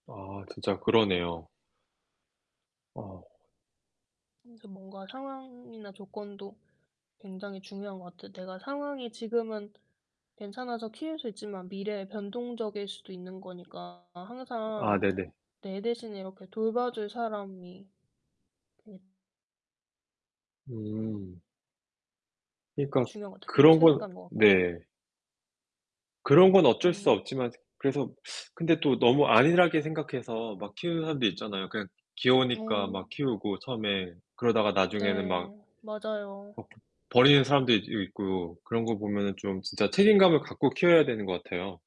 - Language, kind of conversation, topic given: Korean, unstructured, 애완동물을 키울 때 가장 중요한 책임은 무엇인가요?
- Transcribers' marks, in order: tapping; distorted speech; teeth sucking